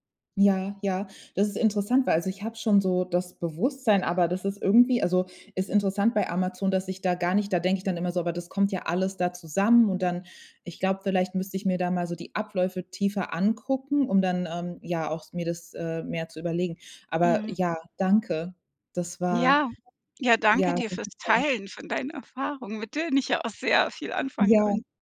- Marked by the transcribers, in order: joyful: "Ja, ja danke dir fürs … viel anfangen konn"
- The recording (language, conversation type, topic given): German, advice, Wie kann ich es schaffen, konsequent Geld zu sparen und mein Budget einzuhalten?